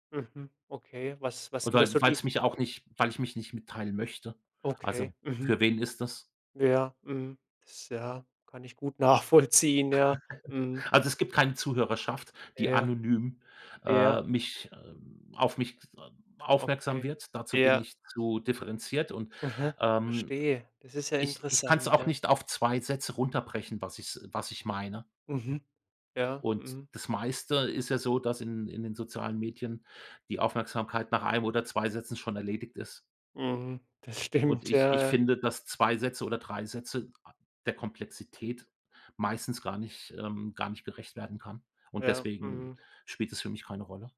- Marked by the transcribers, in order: laughing while speaking: "nachvollziehen"; chuckle; other background noise; laughing while speaking: "Das stimmt"
- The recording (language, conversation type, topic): German, podcast, Wie beeinflussen soziale Medien ehrlich gesagt dein Wohlbefinden?